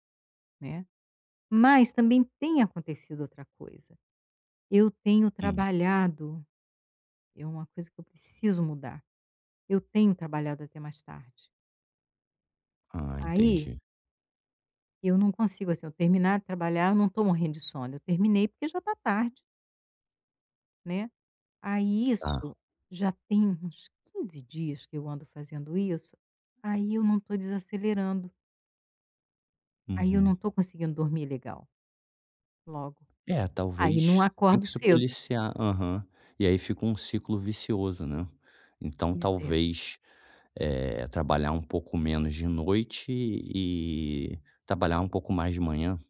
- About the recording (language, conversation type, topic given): Portuguese, advice, Como posso criar uma rotina tranquila para desacelerar à noite antes de dormir?
- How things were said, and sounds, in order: none